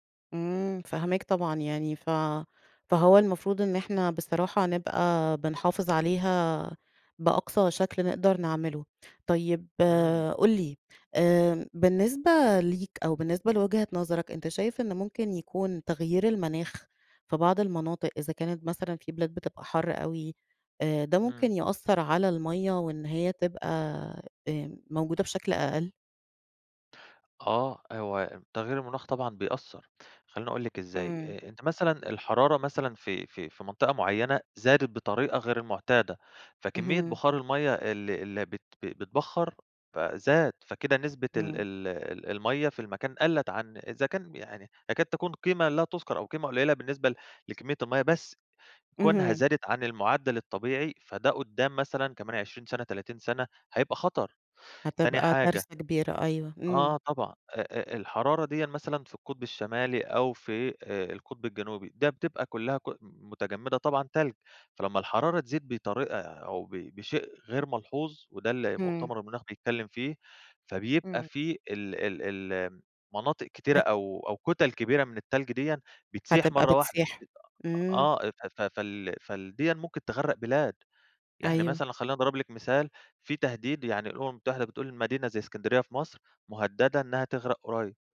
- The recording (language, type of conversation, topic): Arabic, podcast, ليه الميه بقت قضية كبيرة النهارده في رأيك؟
- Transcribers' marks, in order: none